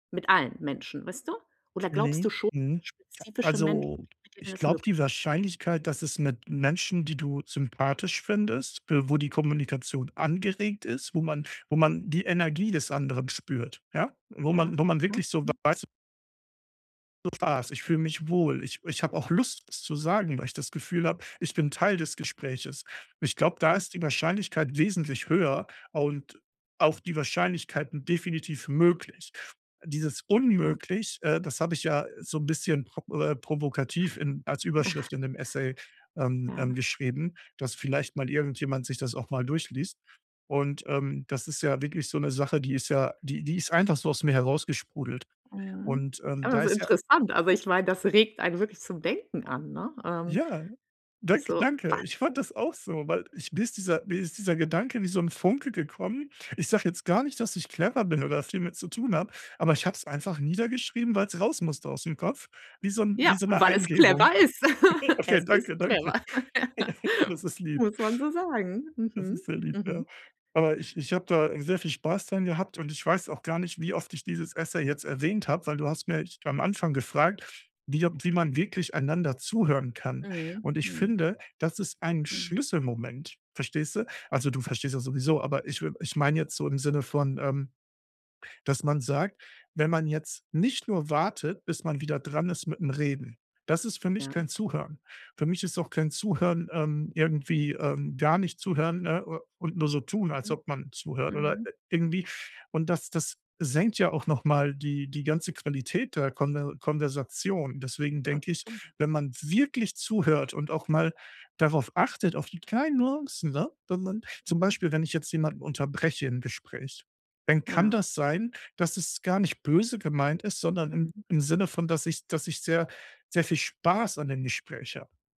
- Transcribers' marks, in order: tapping; unintelligible speech; chuckle; other background noise; joyful: "Ja, danke, danke. Ich fand das auch so"; laugh; chuckle; laugh; chuckle; other noise; unintelligible speech
- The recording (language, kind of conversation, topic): German, podcast, Wie schafft ihr es, einander wirklich zuzuhören?